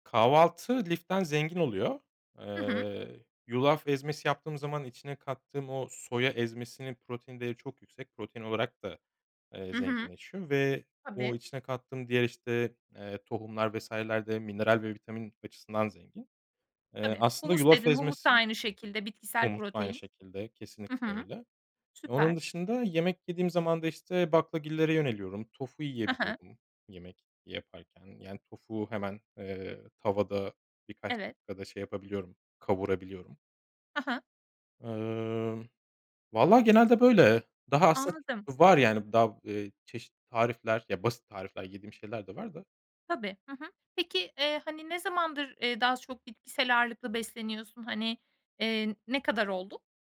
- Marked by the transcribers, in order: none
- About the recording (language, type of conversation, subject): Turkish, podcast, Yemek yapma alışkanlıkların nasıl?